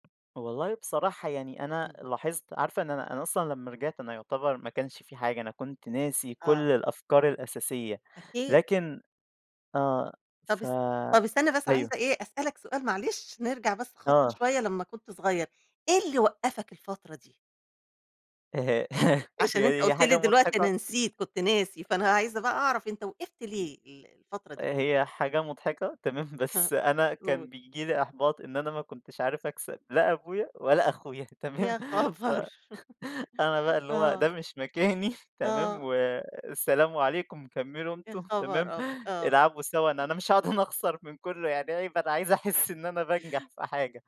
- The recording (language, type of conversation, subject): Arabic, podcast, احكيلي عن هواية كنت بتحبيها قبل كده ورجعتي تمارسيها تاني؟
- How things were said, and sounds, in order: tapping; laugh; laughing while speaking: "تمام"; laughing while speaking: "تمام؟"; laughing while speaking: "خبر!"; laugh; laughing while speaking: "مكاني"; laughing while speaking: "أنا اخسر"; laughing while speaking: "يعني عيب أنا عايز احس"